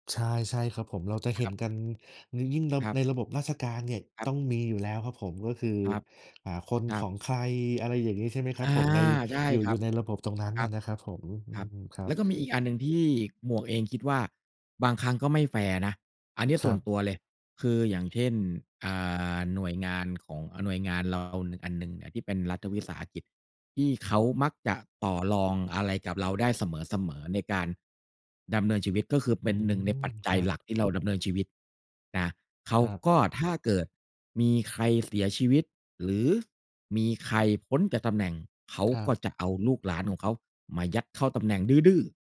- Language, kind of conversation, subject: Thai, unstructured, ทำไมการทุจริตในระบบราชการจึงยังคงเกิดขึ้นอยู่?
- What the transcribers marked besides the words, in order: none